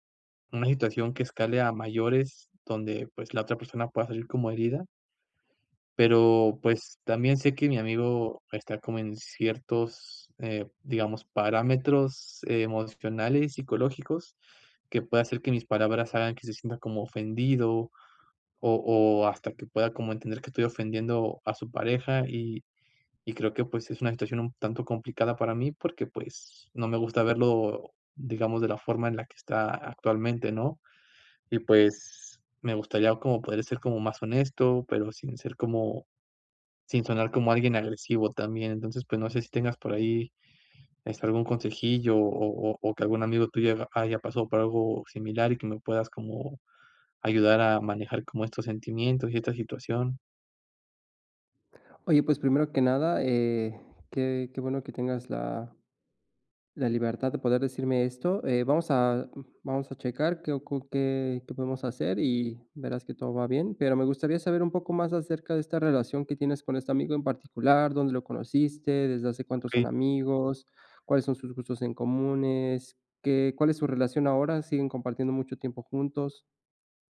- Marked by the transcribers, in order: none
- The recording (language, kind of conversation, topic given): Spanish, advice, ¿Cómo puedo expresar mis sentimientos con honestidad a mi amigo sin que terminemos peleando?